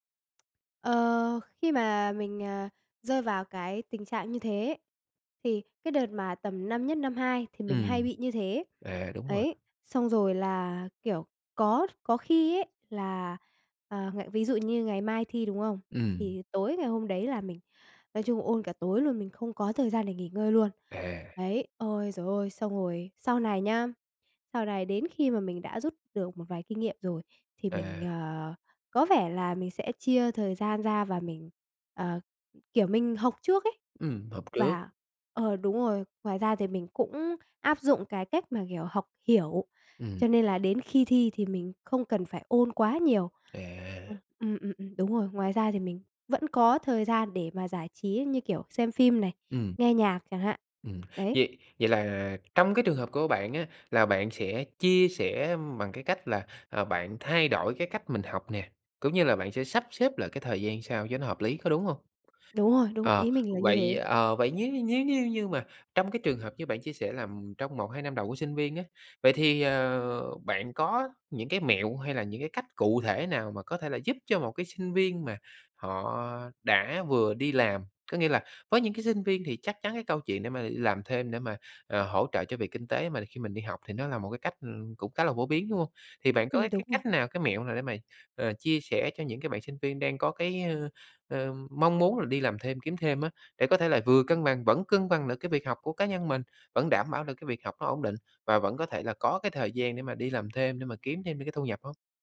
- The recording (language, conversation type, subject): Vietnamese, podcast, Làm thế nào để bạn cân bằng giữa việc học và cuộc sống cá nhân?
- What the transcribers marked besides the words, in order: tapping; other noise